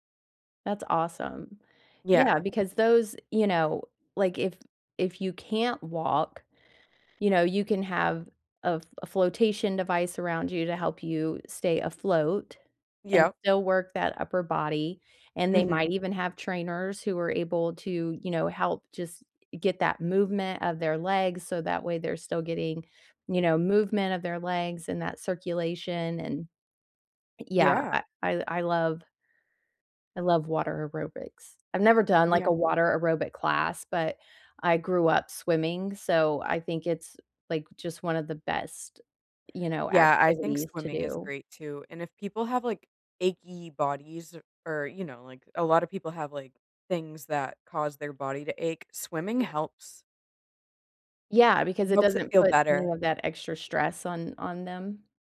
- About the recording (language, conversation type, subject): English, unstructured, How can I make my gym welcoming to people with different abilities?
- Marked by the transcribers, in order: other background noise